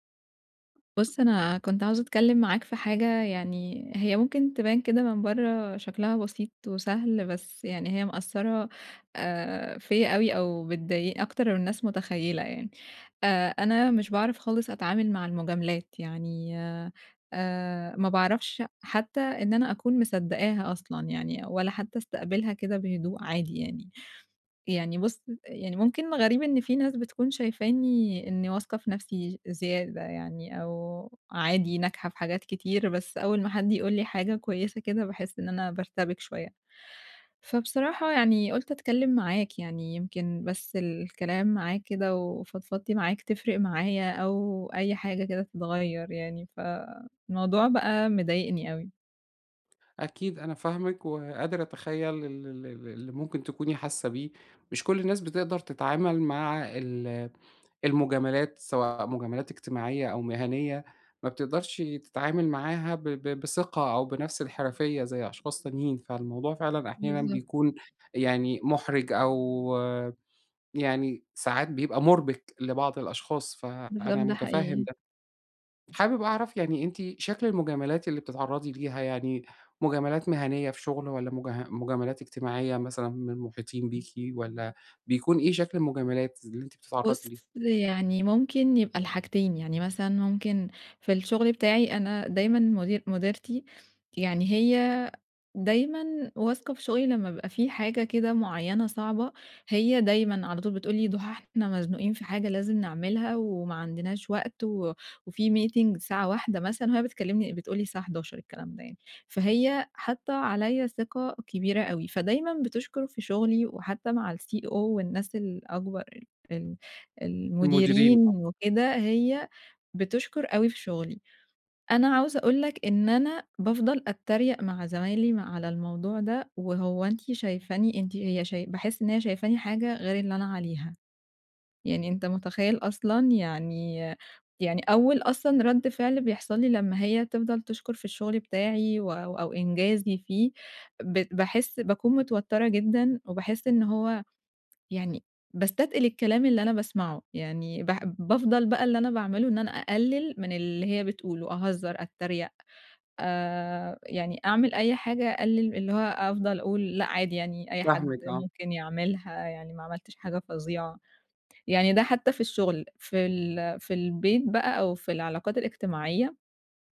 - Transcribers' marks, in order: in English: "meeting"; in English: "الCEO"
- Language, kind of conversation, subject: Arabic, advice, إزاي أتعامل بثقة مع مجاملات الناس من غير ما أحس بإحراج أو انزعاج؟